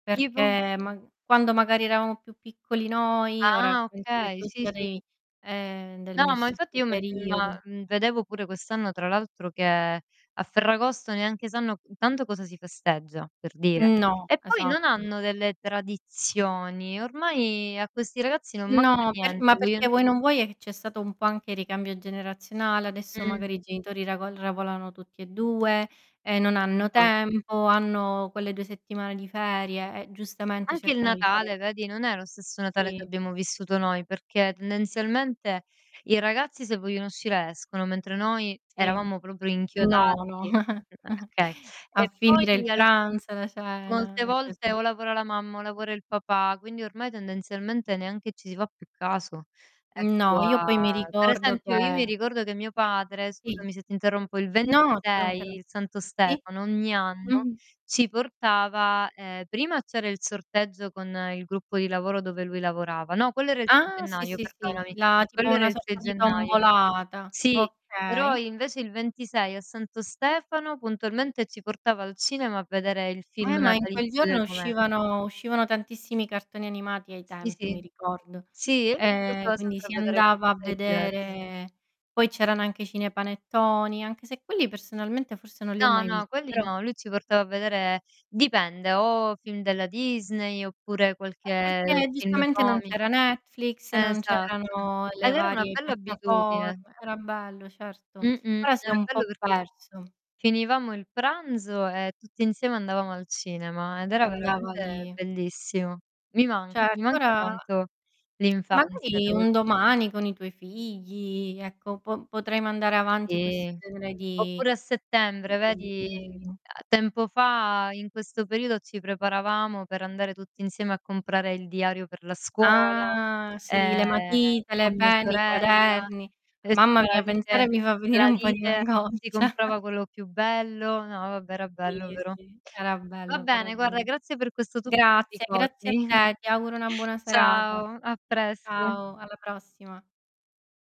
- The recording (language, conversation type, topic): Italian, unstructured, In che modo le feste e le tradizioni portano gioia alle persone?
- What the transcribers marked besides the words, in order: distorted speech; "Tipo" said as "ipo"; tapping; unintelligible speech; other background noise; "lavorano" said as "ravolano"; unintelligible speech; chuckle; unintelligible speech; drawn out: "Ah"; laughing while speaking: "pensare mi fa venire un po' di angoscia"; chuckle